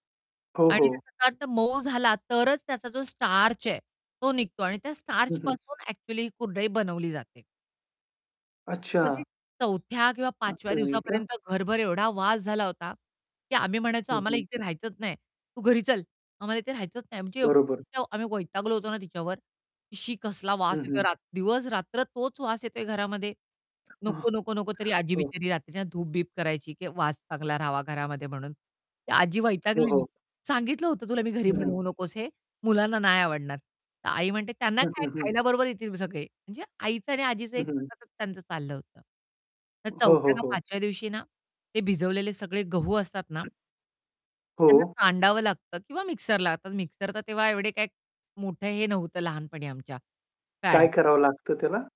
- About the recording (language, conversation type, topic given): Marathi, podcast, तुमच्या कुटुंबात एखाद्या पदार्थाशी जोडलेला मजेशीर किस्सा सांगशील का?
- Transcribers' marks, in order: static; unintelligible speech; distorted speech; unintelligible speech; other background noise; tapping